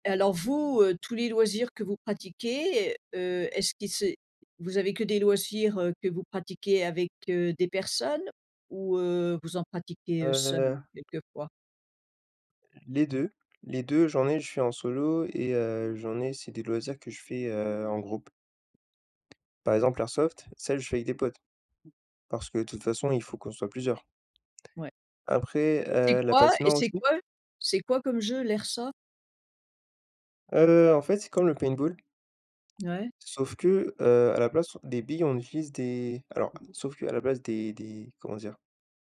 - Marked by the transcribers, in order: tapping; in English: "airsoft"; in English: "airsoft ?"
- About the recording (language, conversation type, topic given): French, unstructured, Quel loisir te rend le plus heureux dans ta vie quotidienne ?